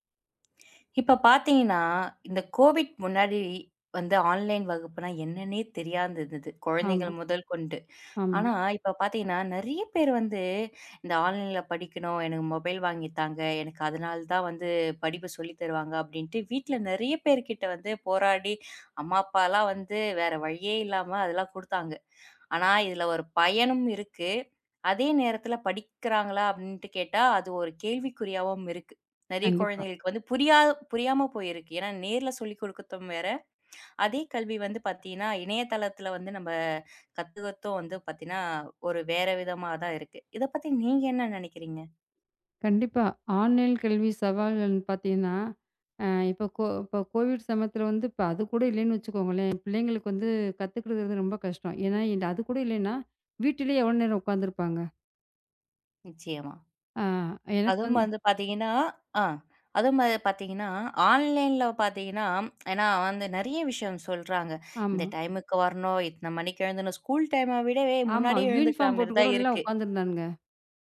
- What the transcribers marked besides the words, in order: other noise; in English: "கோவிட்"; in English: "ஆன்லைன்"; in English: "ஆன்லைன்ல"; in English: "மொபைல்"; in English: "ஆன்லைன்ல"; in English: "கோவிட்"; in English: "ஆன்லைன்ல"; in English: "டைம்க்கு"; in English: "ஸ்கூல் டைம்"; in English: "யூனிஃபார்ம்"
- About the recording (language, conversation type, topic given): Tamil, podcast, ஆன்லைன் கல்வியின் சவால்களையும் வாய்ப்புகளையும் எதிர்காலத்தில் எப்படிச் சமாளிக்கலாம்?